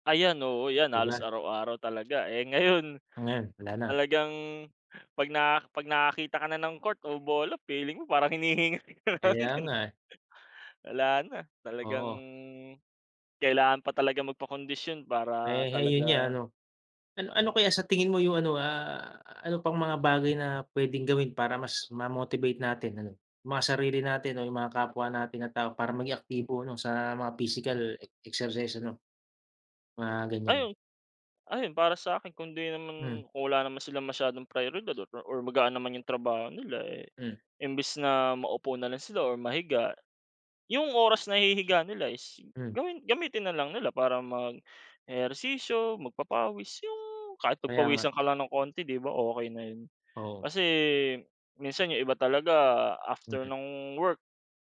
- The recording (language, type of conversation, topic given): Filipino, unstructured, Bakit sa tingin mo maraming tao ang tinatamad mag-ehersisyo?
- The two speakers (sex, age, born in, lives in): male, 25-29, Philippines, Philippines; male, 30-34, Philippines, Philippines
- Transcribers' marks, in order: other background noise; laughing while speaking: "ngayon"; laughing while speaking: "ka na lang din"; tapping; unintelligible speech